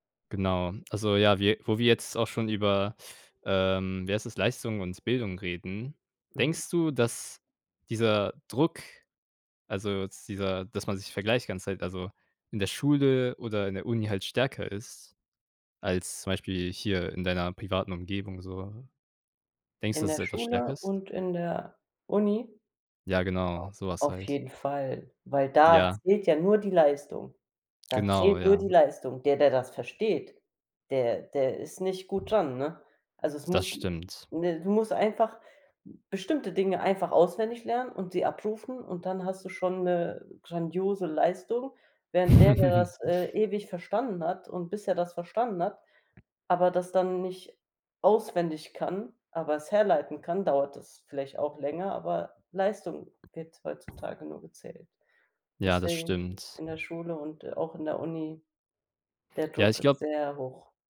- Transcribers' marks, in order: other background noise; chuckle
- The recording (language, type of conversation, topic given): German, unstructured, Was hältst du von dem Leistungsdruck, der durch ständige Vergleiche mit anderen entsteht?